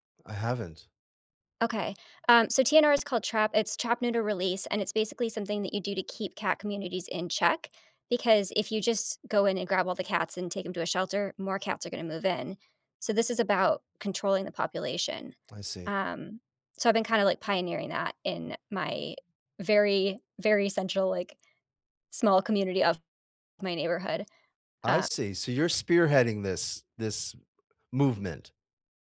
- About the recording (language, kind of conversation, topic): English, unstructured, What changes would improve your local community the most?
- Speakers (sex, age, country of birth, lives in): female, 30-34, United States, United States; male, 60-64, United States, United States
- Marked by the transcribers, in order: none